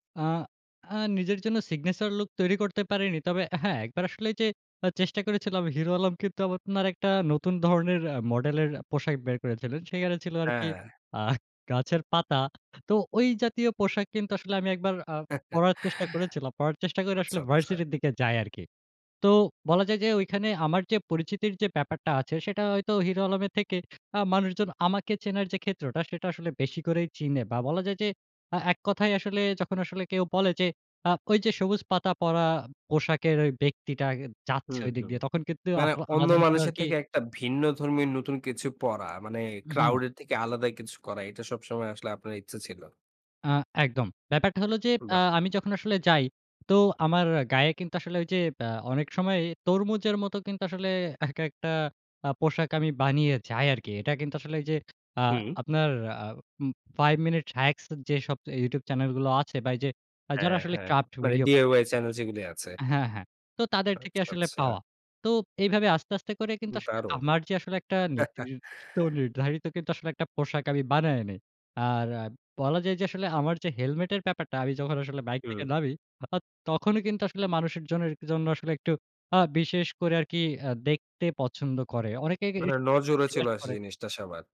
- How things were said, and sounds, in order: chuckle; other background noise; chuckle; unintelligible speech; unintelligible speech
- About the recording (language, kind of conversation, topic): Bengali, podcast, তোমার পোশাক-আশাকের স্টাইল কীভাবে বদলেছে?